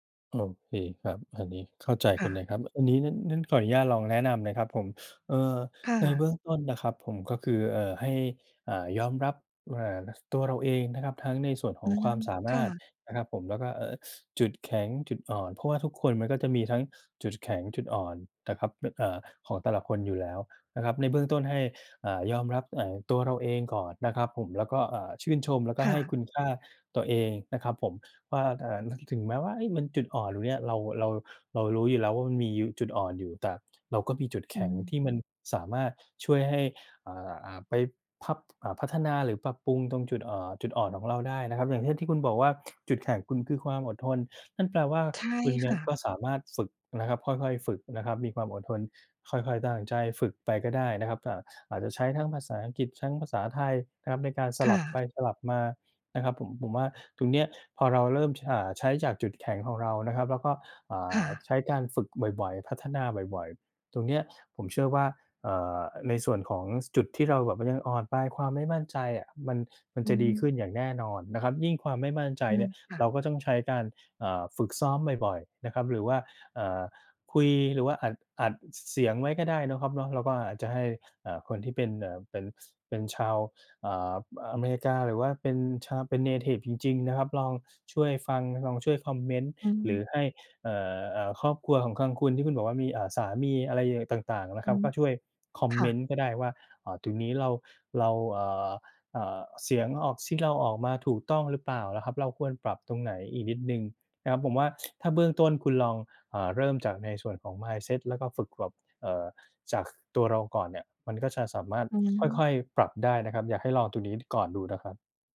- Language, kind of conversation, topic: Thai, advice, ฉันจะยอมรับข้อบกพร่องและใช้จุดแข็งของตัวเองได้อย่างไร?
- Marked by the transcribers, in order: in English: "เนทิฟ"